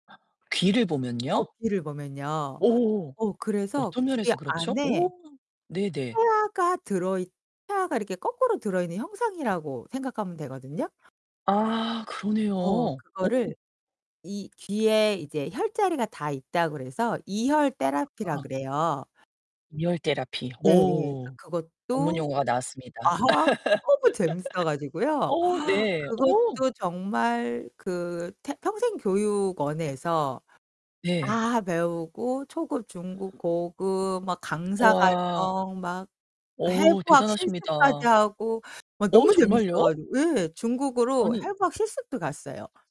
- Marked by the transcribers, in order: distorted speech; static; other background noise; laugh; gasp; tapping
- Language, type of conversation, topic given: Korean, podcast, 평생학습을 시작하려면 어디서부터 시작하면 좋을까요?